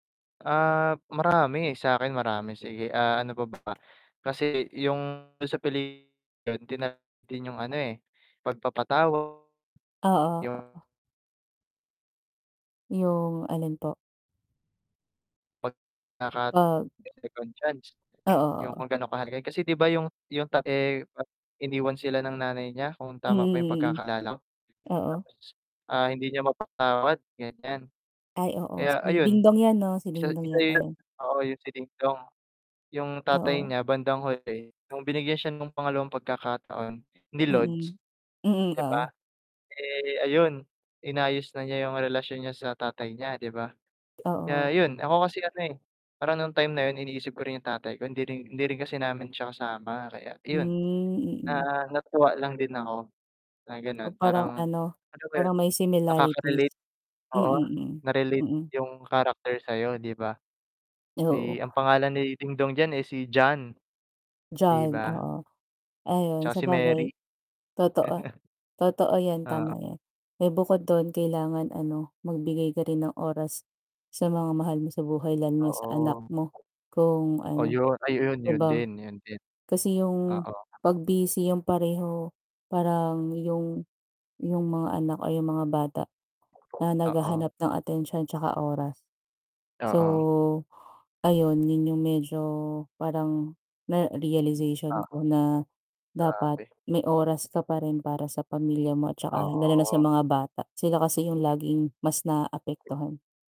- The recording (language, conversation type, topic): Filipino, unstructured, Aling pelikula o palabas ang nagbigay sa’yo ng inspirasyon, sa tingin mo?
- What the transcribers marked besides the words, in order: static; distorted speech; unintelligible speech; unintelligible speech; tapping; chuckle